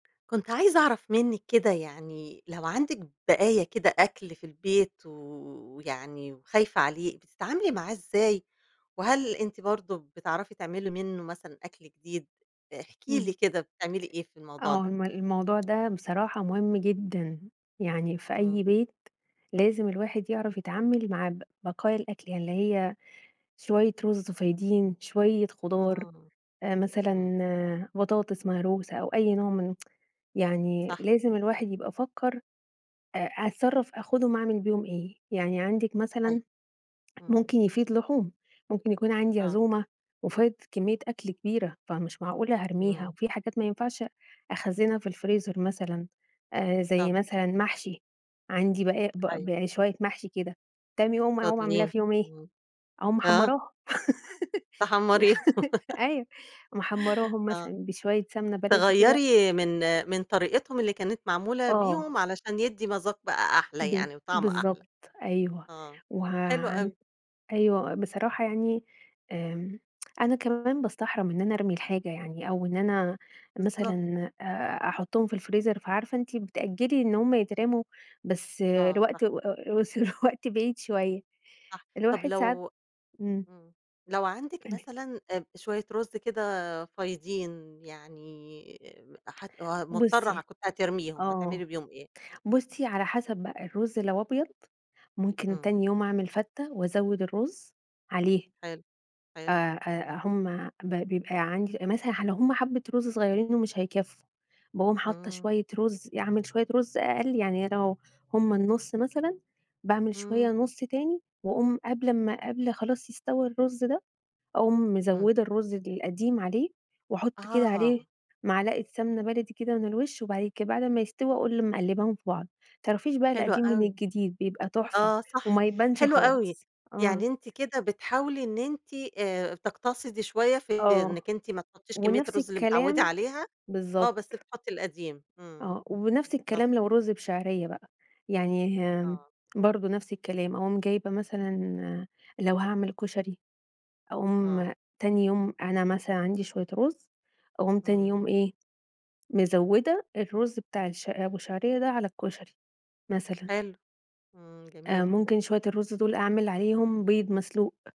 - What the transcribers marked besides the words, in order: tapping; tsk; laugh; tsk; unintelligible speech; laughing while speaking: "بس"; unintelligible speech
- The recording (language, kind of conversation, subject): Arabic, podcast, ازاي بتتعامل مع بواقي الأكل وتحوّلها لأكلة جديدة؟